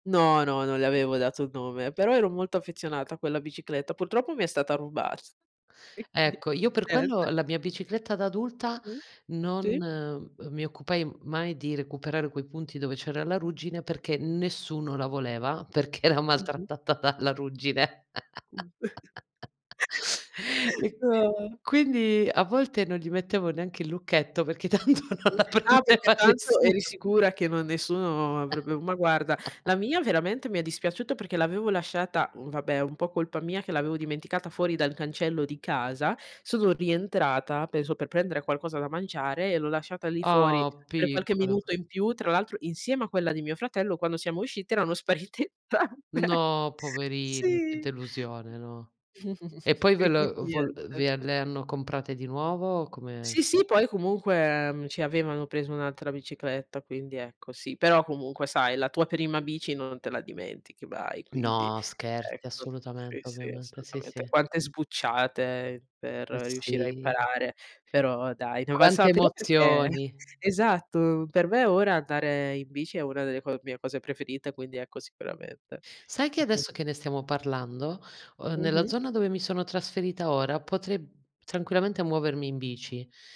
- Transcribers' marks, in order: unintelligible speech; unintelligible speech; unintelligible speech; chuckle; laughing while speaking: "tanto non la prendeva nessuno"; chuckle; laughing while speaking: "sparite entrambe, sì"; chuckle; chuckle
- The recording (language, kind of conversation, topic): Italian, unstructured, Qual è il ricordo più felice della tua infanzia?